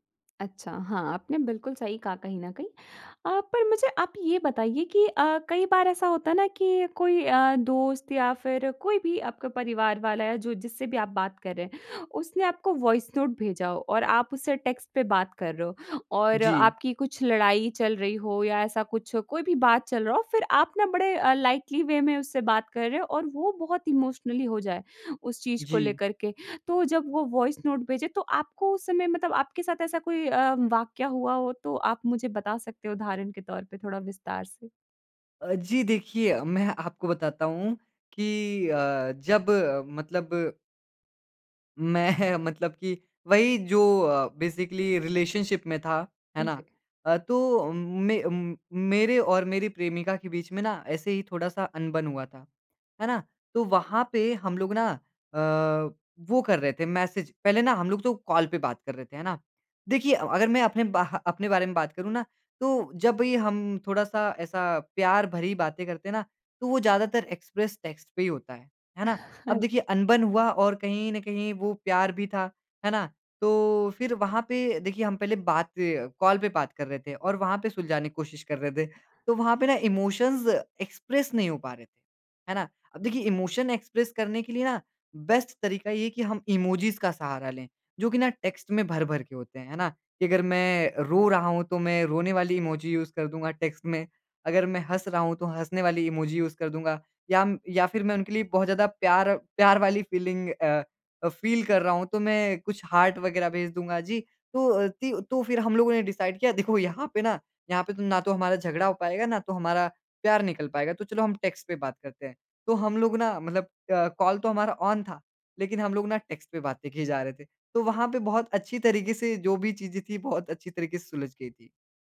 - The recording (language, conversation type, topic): Hindi, podcast, वॉइस नोट और टेक्स्ट — तुम किसे कब चुनते हो?
- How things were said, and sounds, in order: in English: "वॉइस नोट"; in English: "टेक्स्ट"; in English: "लाइटली वे"; in English: "इमोशनली"; in English: "वॉइस नोट"; chuckle; in English: "बेसिकली रिलेशनशिप"; in English: "मैसेज"; in English: "कॉल"; in English: "एक्सप्रेस टेक्स्ट"; chuckle; in English: "कॉल"; in English: "इमोशंस एक्सप्रेस"; in English: "इमोशन एक्सप्रेस"; in English: "बेस्ट"; in English: "इमोजीज़"; in English: "टेक्स्ट"; in English: "इमोजी यूज़"; in English: "टेक्स्ट"; in English: "इमोजी यूज़"; in English: "फ़ीलिंग"; in English: "फ़ील"; in English: "हार्ट"; in English: "डिसाइड"; in English: "टेक्स्ट"; in English: "कॉल"; in English: "ऑन"; in English: "टेक्स्ट"